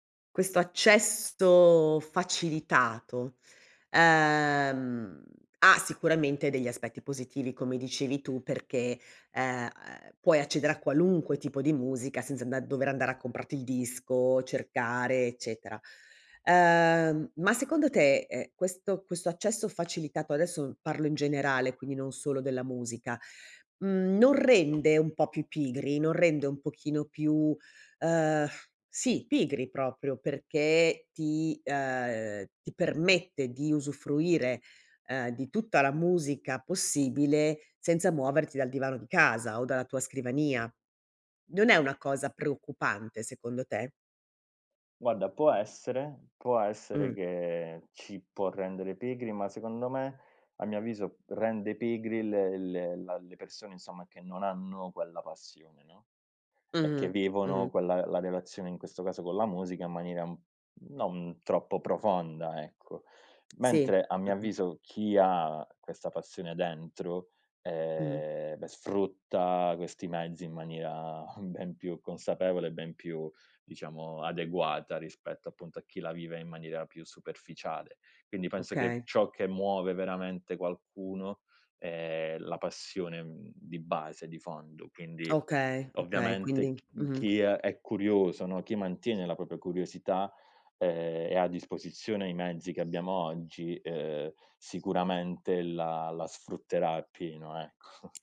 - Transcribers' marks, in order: sigh; laughing while speaking: "ben più"; tapping; other background noise; laughing while speaking: "ecco"
- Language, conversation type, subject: Italian, podcast, Come i social hanno cambiato il modo in cui ascoltiamo la musica?